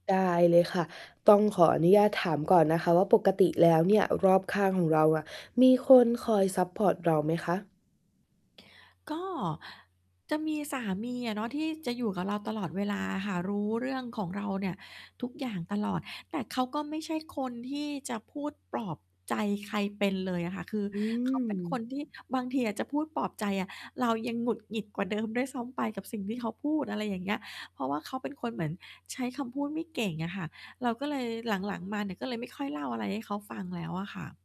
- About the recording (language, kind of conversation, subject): Thai, advice, ถ้าฉันไม่มั่นใจในคุณภาพงานของตัวเอง ควรทำอย่างไรเมื่อต้องการแชร์งานระหว่างทาง?
- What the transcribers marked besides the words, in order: laughing while speaking: "เดิม"